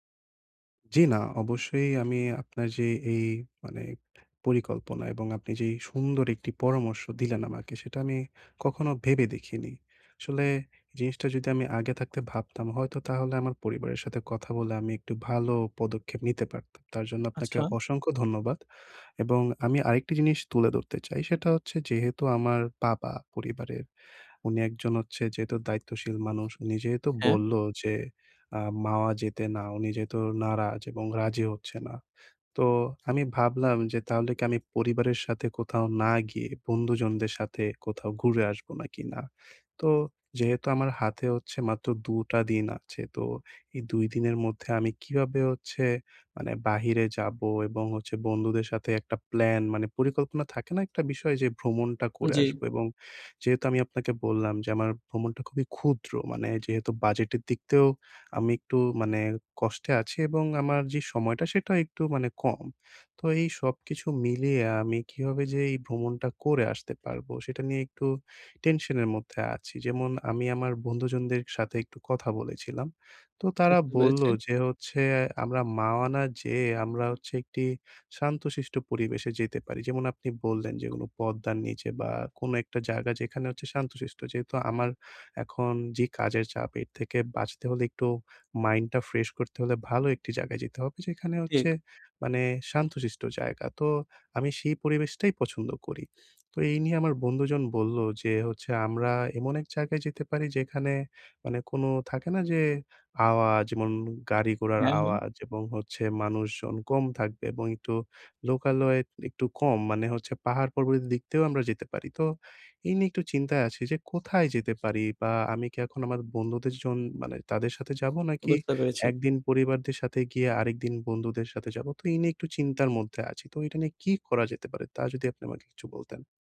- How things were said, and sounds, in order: "ঠিক" said as "তিক"
- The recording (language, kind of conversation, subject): Bengali, advice, সংক্ষিপ্ত ভ্রমণ কীভাবে আমার মন খুলে দেয় ও নতুন ভাবনা এনে দেয়?